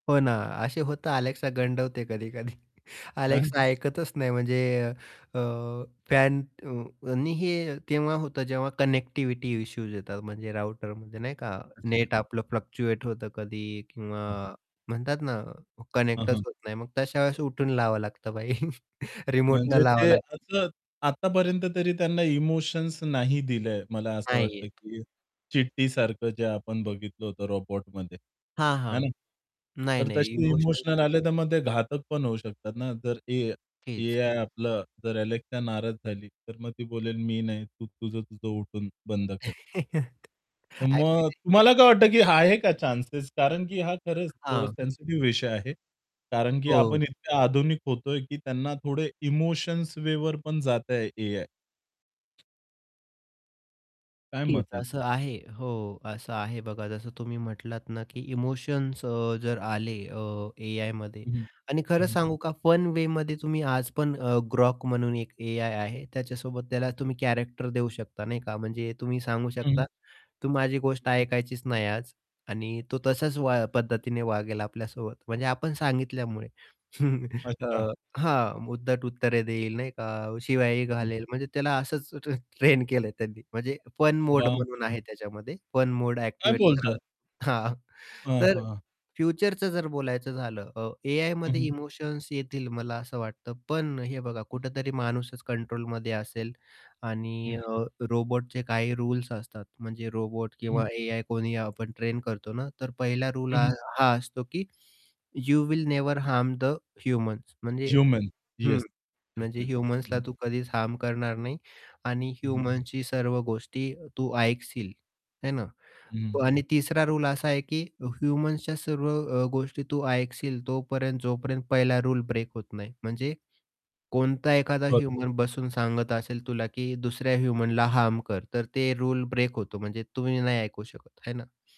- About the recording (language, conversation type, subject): Marathi, podcast, एआय आपल्या रोजच्या निर्णयांवर कसा परिणाम करेल?
- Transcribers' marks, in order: chuckle; other background noise; distorted speech; in English: "कनेक्टिव्हिटी"; in English: "फ्लक्चुएट"; static; in English: "कनेक्टच"; laughing while speaking: "भाई"; chuckle; tapping; in English: "कॅरेक्टर"; chuckle; laughing while speaking: "हां"; in English: "यू विल नेवर हार्म द ह्युमन्स"